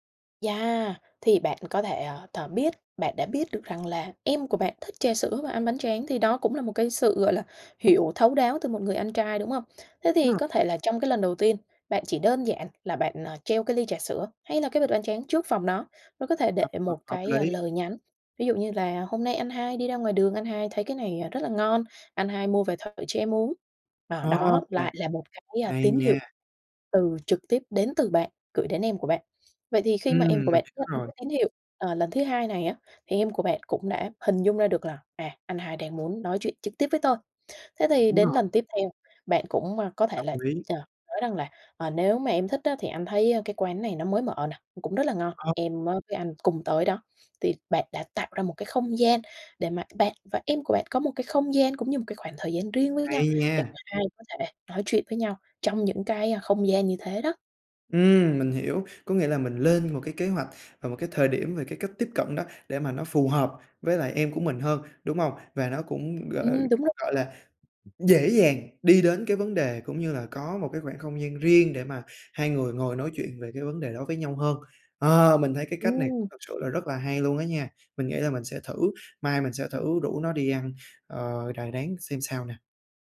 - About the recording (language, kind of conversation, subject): Vietnamese, advice, Làm sao để vượt qua nỗi sợ đối diện và xin lỗi sau khi lỡ làm tổn thương người khác?
- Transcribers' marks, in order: tapping; other noise